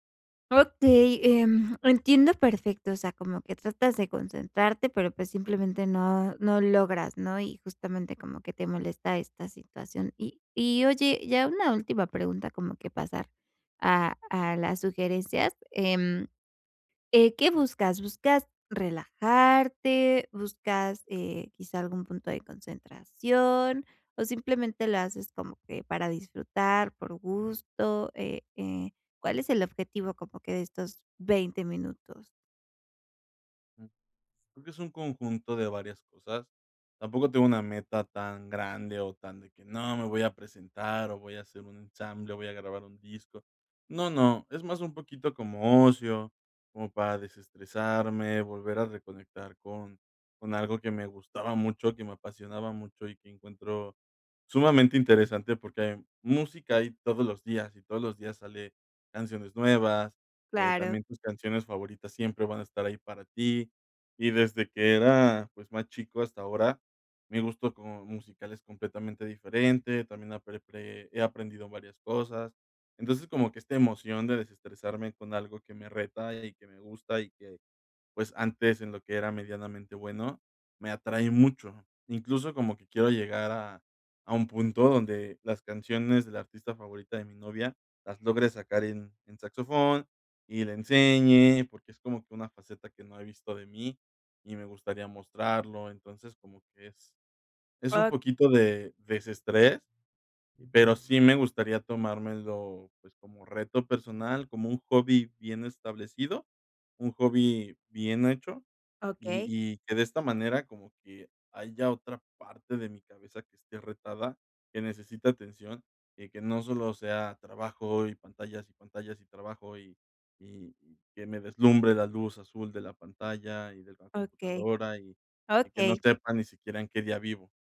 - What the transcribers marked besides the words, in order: other background noise; other noise
- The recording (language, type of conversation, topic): Spanish, advice, ¿Cómo puedo disfrutar de la música cuando mi mente divaga?